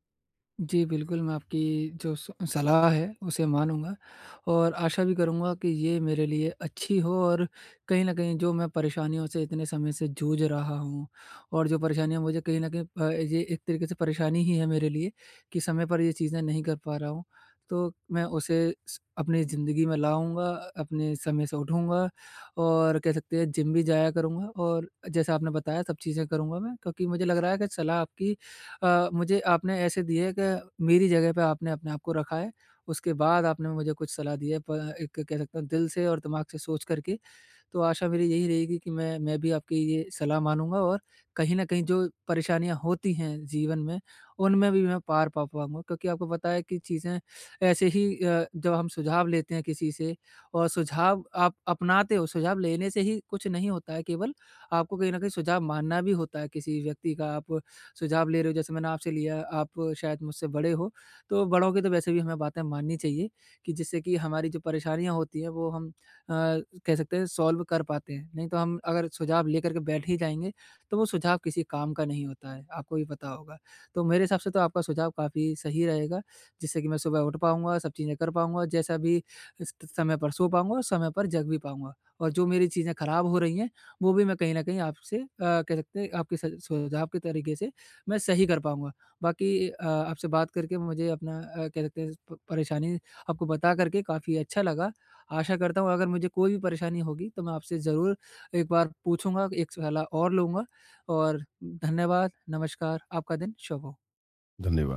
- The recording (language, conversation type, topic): Hindi, advice, मैं नियमित रूप से सोने और जागने की दिनचर्या कैसे बना सकता/सकती हूँ?
- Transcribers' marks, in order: in English: "सॉल्व"